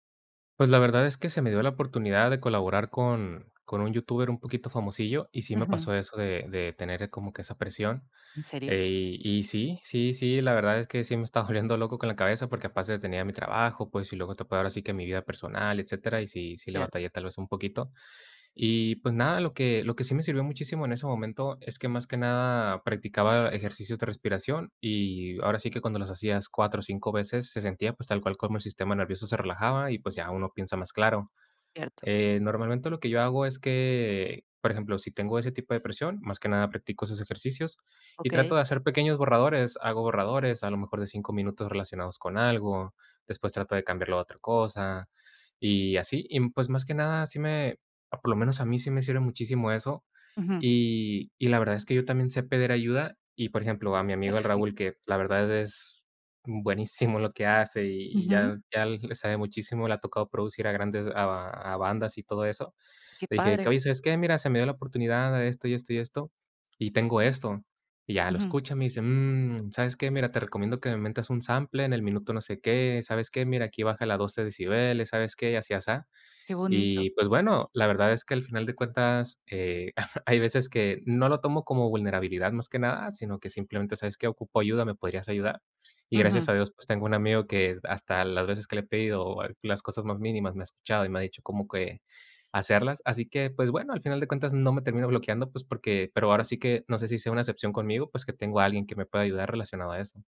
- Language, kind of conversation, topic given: Spanish, podcast, ¿Qué haces cuando te bloqueas creativamente?
- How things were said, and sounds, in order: chuckle